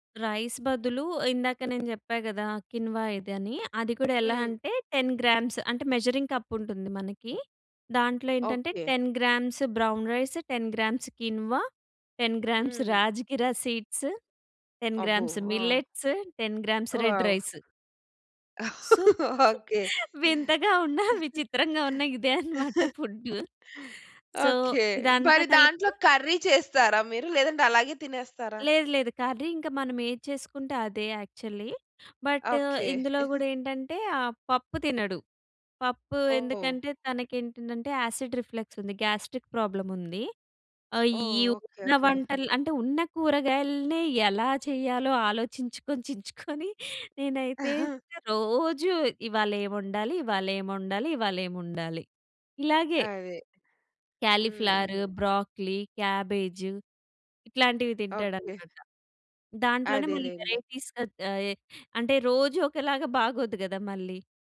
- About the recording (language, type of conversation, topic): Telugu, podcast, బడ్జెట్‌లో ఆరోగ్యకరంగా తినడానికి మీ సూచనలు ఏమిటి?
- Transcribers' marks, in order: in English: "రైస్"; other background noise; in English: "కిన్వా"; in English: "టెన్ గ్రామ్స్"; in English: "మెజరింగ్ కప్"; in English: "టెన్ గ్రామ్స్ బ్రౌన్ రైస్, టెన్ గ్రామ్స్ కిన్వా, టెన్ గ్రామ్స్"; in English: "సీడ్స్, టెన్ గ్రామ్స్ మిల్లెట్స్, టెన్ గ్రామ్స్ రెడ్ రైస్"; in English: "వావ్!"; laughing while speaking: "ఓకె. ఓకె"; in English: "సొ"; laughing while speaking: "వింతగా ఉన్న, విచిత్రంగా ఉన్న ఇదే అన్నమాట ఫుడ్డు"; in English: "సో"; in English: "యాక్చువల్లీ. బట్"; giggle; in English: "యాసిడ్ రిఫ్లెక్స్"; in English: "గ్యాస్ట్రిక్ ప్రాబ్లమ్"; giggle; chuckle; in English: "కాలీఫ్లవర్, బ్రోకలి, క్యాబేజ్"; in English: "వెరైటీస్"; other noise